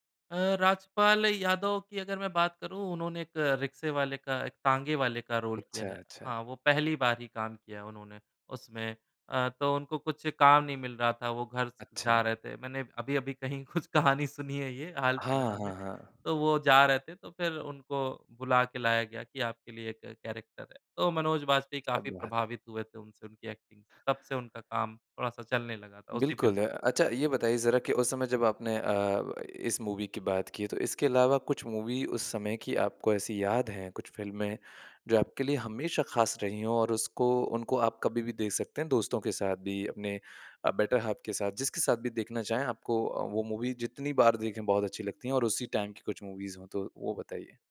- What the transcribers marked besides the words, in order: in English: "रोल"; laughing while speaking: "कुछ कहानी"; in English: "कैरेक्टर"; in English: "एक्टिंग"; in English: "मूवी"; in English: "मूवी"; in English: "बेटर हाफ़"; in English: "मूवी"; in English: "टाइम"; in English: "मूवीज़"
- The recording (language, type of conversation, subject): Hindi, podcast, घर वालों के साथ आपने कौन सी फिल्म देखी थी जो आपको सबसे खास लगी?